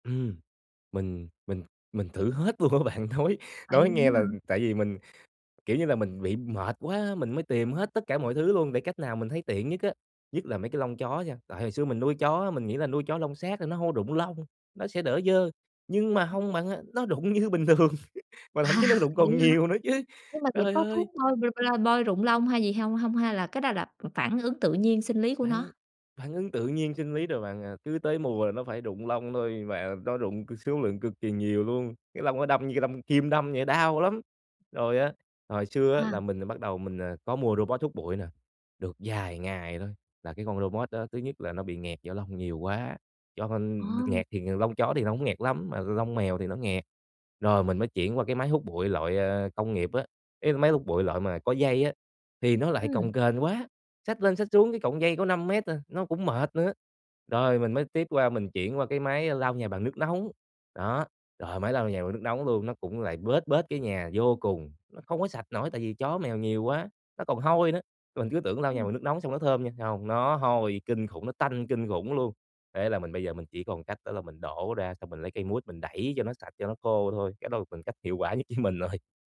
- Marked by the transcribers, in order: laughing while speaking: "luôn á bạn, nói"; other background noise; laughing while speaking: "như bình thường mà thậm chí nó rụng còn nhiều nữa chứ"; laugh; unintelligible speech; laughing while speaking: "với mình rồi"
- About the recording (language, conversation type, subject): Vietnamese, advice, Làm sao để giữ nhà luôn gọn gàng lâu dài?